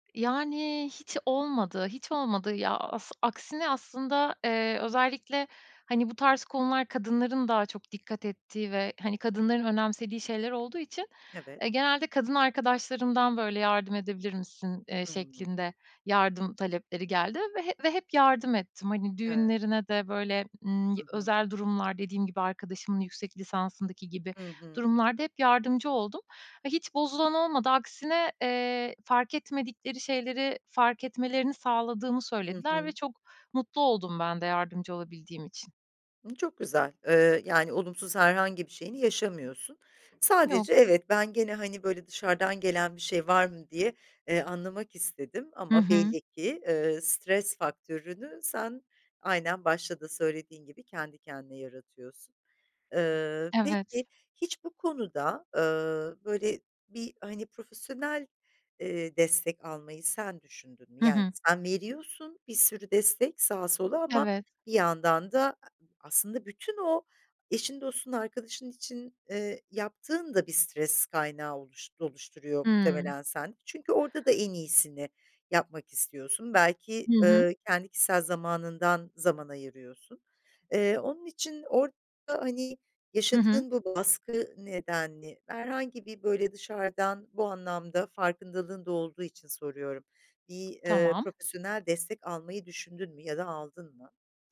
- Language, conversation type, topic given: Turkish, podcast, Stres ve tükenmişlikle nasıl başa çıkıyorsun?
- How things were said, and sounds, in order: unintelligible speech; tapping; other background noise